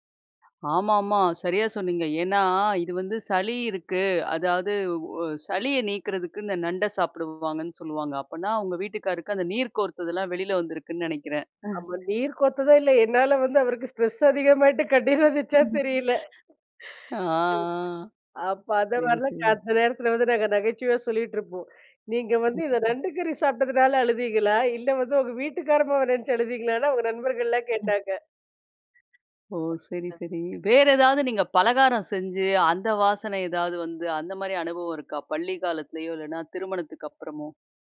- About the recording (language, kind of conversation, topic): Tamil, podcast, உணவு சுடும் போது வரும் வாசனைக்கு தொடர்பான ஒரு நினைவை நீங்கள் பகிர முடியுமா?
- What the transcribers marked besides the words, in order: other noise; chuckle; tapping; laughing while speaking: "அவருக்கு ஸ்ட்ரெஸ் அதிகமாயிட்டு கண்ணீர் வந்துச்சா தெரியல"; laugh; drawn out: "ஆ"; inhale; "அதுவரையுலும்" said as "அதவரலும்"; laughing while speaking: "நகைச்சுவையா சொல்லிட்டுருப்போம். நீங்க வந்து இந்த … அவுங்க நண்பர்கள்லாம் கேட்டாங்க"